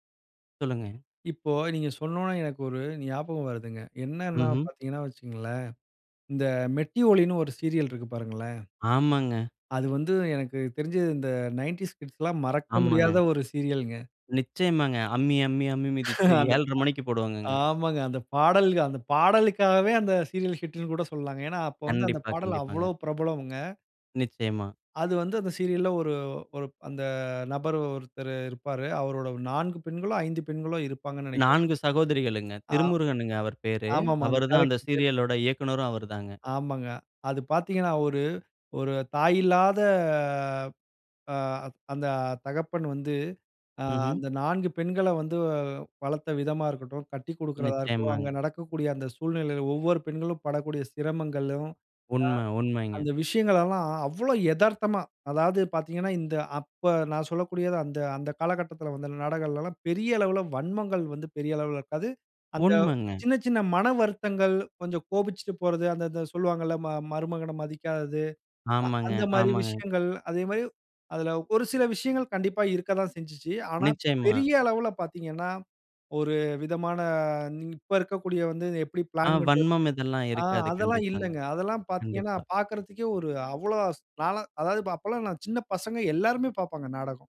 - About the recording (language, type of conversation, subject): Tamil, podcast, சீரியல் கதைகளில் பெண்கள் எப்படி பிரதிபலிக்கப்படுகிறார்கள் என்று உங்கள் பார்வை என்ன?
- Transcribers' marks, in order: laugh; unintelligible speech; drawn out: "இல்லாத"